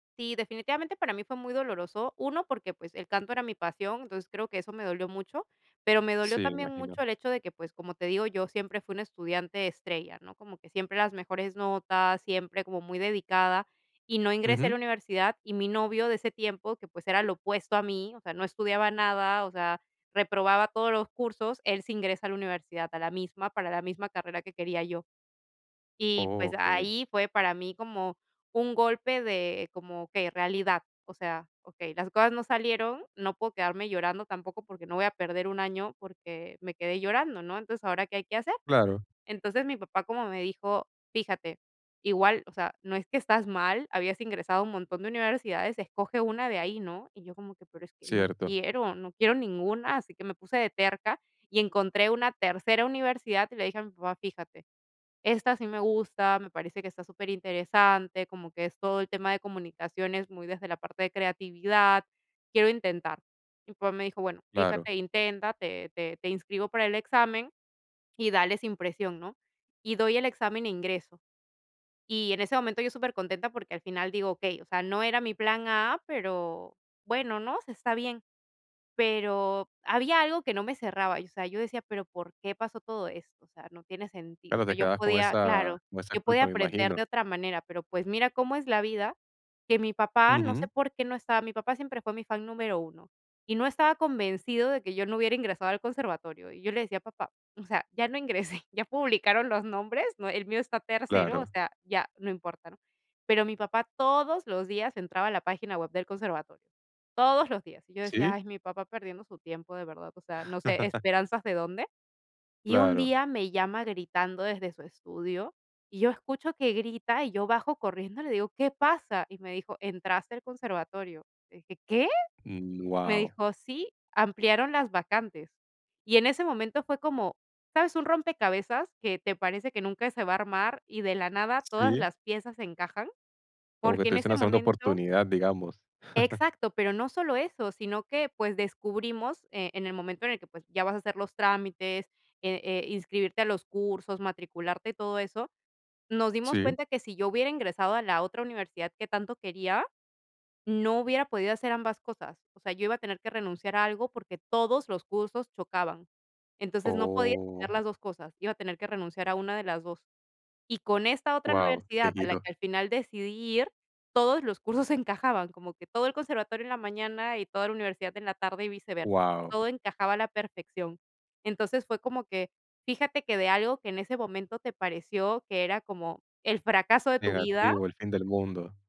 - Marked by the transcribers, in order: chuckle; surprised: "¿Qué?"; chuckle
- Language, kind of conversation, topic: Spanish, podcast, ¿Has tenido alguna experiencia en la que aprender de un error cambió tu rumbo?
- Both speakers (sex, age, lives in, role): female, 30-34, Italy, guest; male, 20-24, United States, host